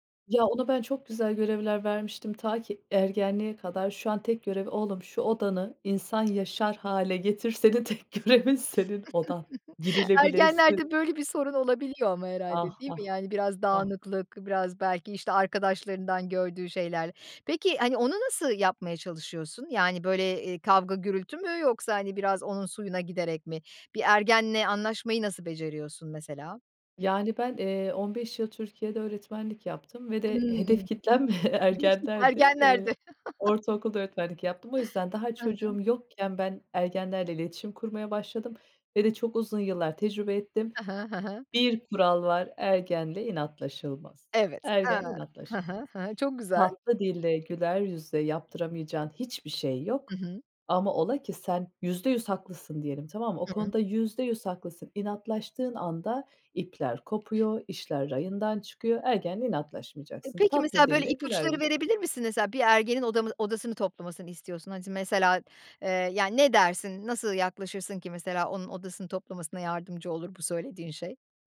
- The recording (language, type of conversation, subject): Turkish, podcast, Ev işlerini kim nasıl paylaşmalı, sen ne önerirsin?
- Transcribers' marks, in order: tapping; chuckle; laughing while speaking: "Senin tek görevin, senin odan. Girilebilsin"; other background noise; chuckle; laughing while speaking: "ergenlerdi"